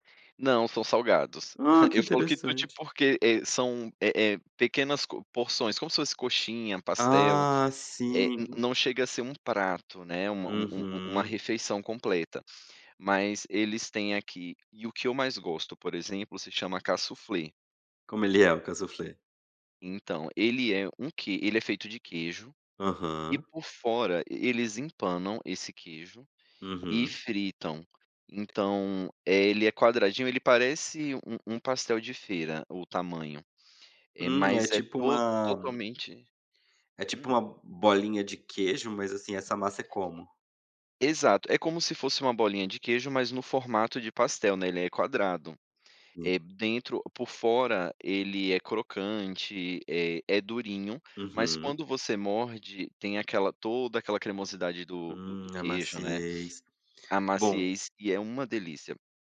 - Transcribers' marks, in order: chuckle; tapping
- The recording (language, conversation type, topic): Portuguese, podcast, Você conheceu alguém que lhe apresentou a comida local?